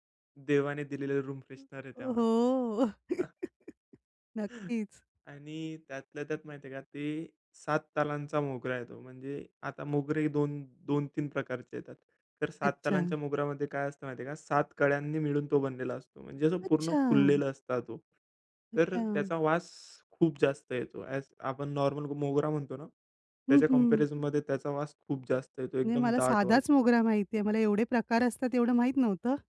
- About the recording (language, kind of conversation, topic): Marathi, podcast, कोणत्या वासाने तुला लगेच घर आठवतं?
- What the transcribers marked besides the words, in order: in English: "रूम फ्रेशनर"; other noise; laughing while speaking: "हो"; chuckle; tapping; other background noise